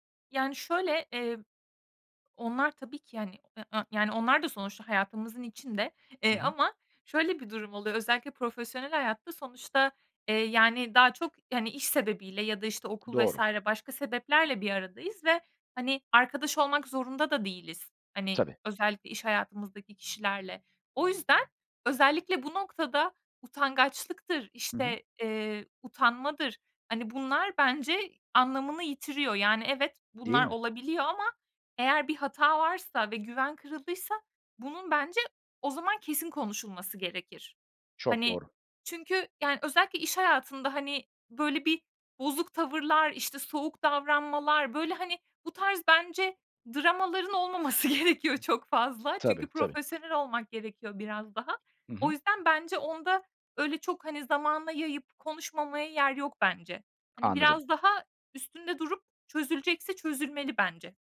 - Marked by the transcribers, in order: unintelligible speech; laughing while speaking: "olmaması gerekiyor"; other background noise; tapping
- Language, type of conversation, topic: Turkish, podcast, Güven kırıldığında, güveni yeniden kurmada zaman mı yoksa davranış mı daha önemlidir?